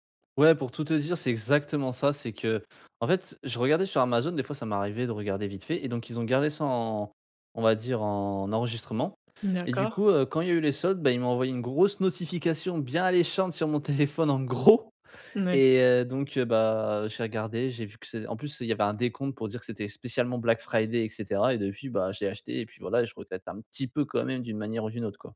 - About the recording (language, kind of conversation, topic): French, advice, Comment éviter les achats impulsifs en ligne qui dépassent mon budget ?
- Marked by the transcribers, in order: stressed: "gros"; stressed: "petit"